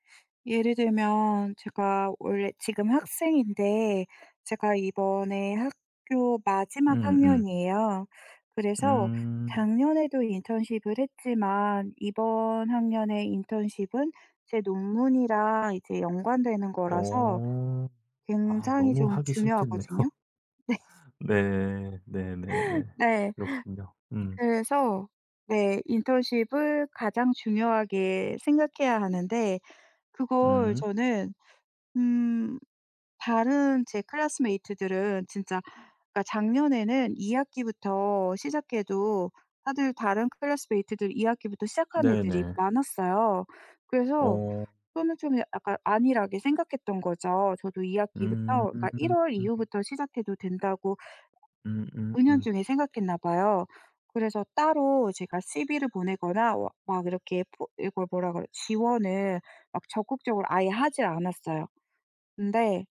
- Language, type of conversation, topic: Korean, advice, 중요한 일을 자꾸 미루는 습관이 있으신가요?
- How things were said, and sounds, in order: tapping; laughing while speaking: "싫겠네요"; laughing while speaking: "네"; in English: "classmate들은"; in English: "classmate들"; other background noise